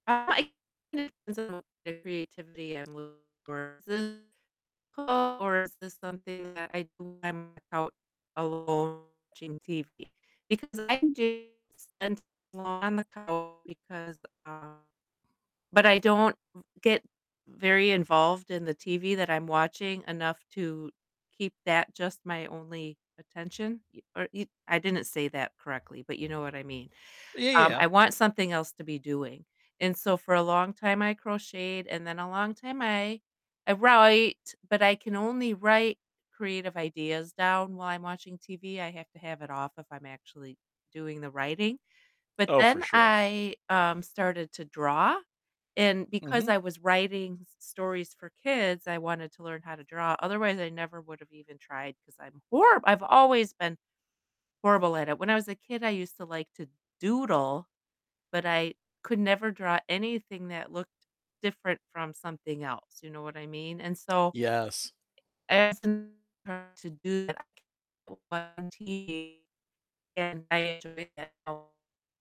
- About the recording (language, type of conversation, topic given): English, unstructured, How do you choose a new creative hobby when you do not know where to start?
- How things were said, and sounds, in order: distorted speech; unintelligible speech; unintelligible speech; tapping; unintelligible speech; "write" said as "wroite"; unintelligible speech; unintelligible speech